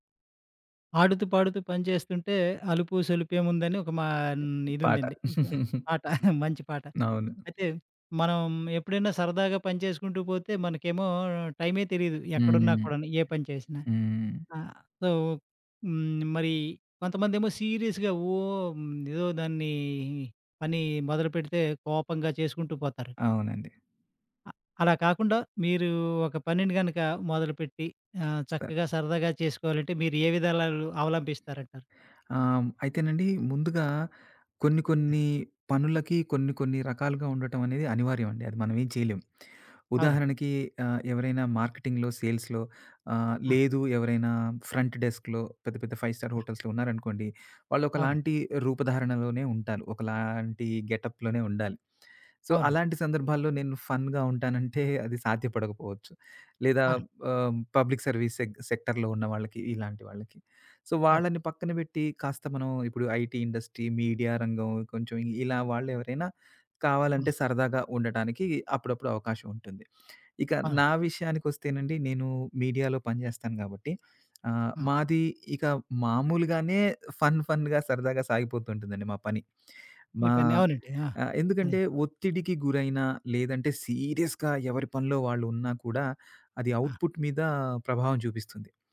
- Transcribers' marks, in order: other background noise; giggle; chuckle; in English: "సో"; in English: "సీరియస్‌గా"; in English: "మార్కెటింగ్‌లో, సేల్స్‌లో"; in English: "ఫ్రంట్ డెస్క్‌లో"; in English: "ఫైవ్ స్టార్ హోటల్స్‌లో"; in English: "గెటప్‌లోనే"; in English: "సో"; in English: "ఫన్‌గా"; giggle; in English: "పబ్లిక్ సర్వీస్ సె సెక్టర్‌లో"; in English: "సో"; in English: "ఐటీ ఇండస్ట్రీ, మీడియా"; in English: "మీడియాలో"; in English: "ఫన్, ఫన్‌గా"; in English: "సీరియస్‌గా"; in English: "అవుట్‌పుట్"
- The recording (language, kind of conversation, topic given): Telugu, podcast, పని నుంచి ఫన్‌కి మారేటప్పుడు మీ దుస్తుల స్టైల్‌ను ఎలా మార్చుకుంటారు?